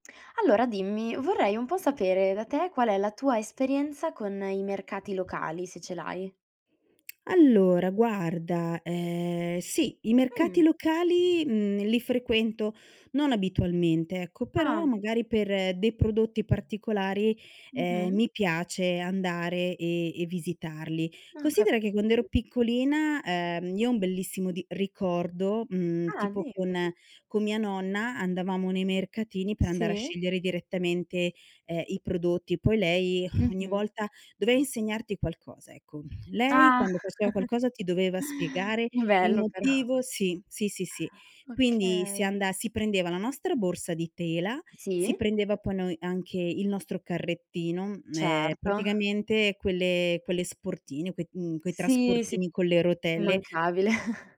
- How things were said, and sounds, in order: other background noise; exhale; chuckle; laughing while speaking: "però"; laughing while speaking: "immancabile"; chuckle
- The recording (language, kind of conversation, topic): Italian, podcast, Com’è stata la tua esperienza con i mercati locali?